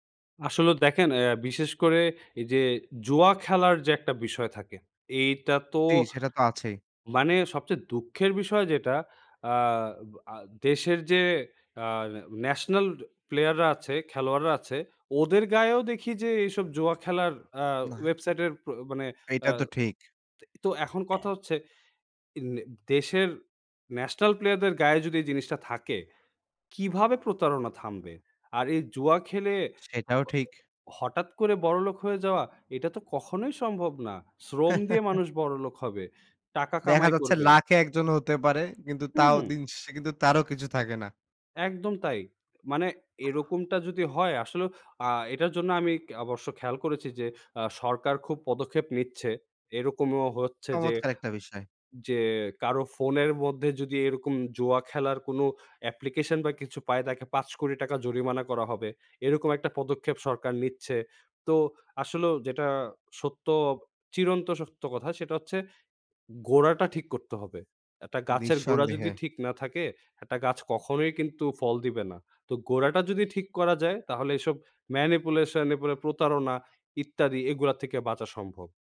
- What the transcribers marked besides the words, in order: tapping; chuckle; in English: "অ্যাপ্লিকেশন"; in English: "ম্যানিপুলেশন"
- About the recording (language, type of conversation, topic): Bengali, podcast, আপনি কী লক্ষণ দেখে প্রভাবিত করার উদ্দেশ্যে বানানো গল্প চেনেন এবং সেগুলোকে বাস্তব তথ্য থেকে কীভাবে আলাদা করেন?